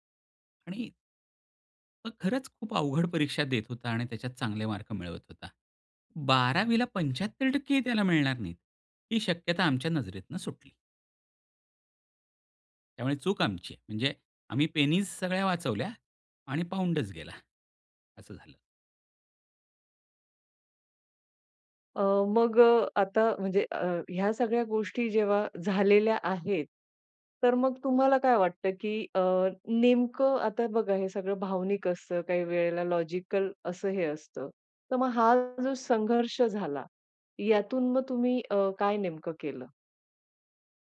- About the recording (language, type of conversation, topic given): Marathi, podcast, पर्याय जास्त असतील तर तुम्ही कसे निवडता?
- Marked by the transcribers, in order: other background noise; in English: "लॉजिकल"